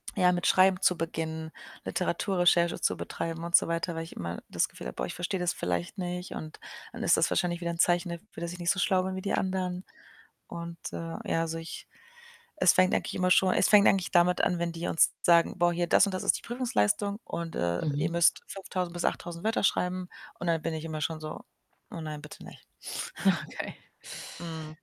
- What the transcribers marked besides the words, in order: static; other background noise; tapping; laughing while speaking: "Ja, okay"; chuckle
- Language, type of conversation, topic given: German, advice, Wie kann ich meine Angst vor Kritik und Scheitern überwinden?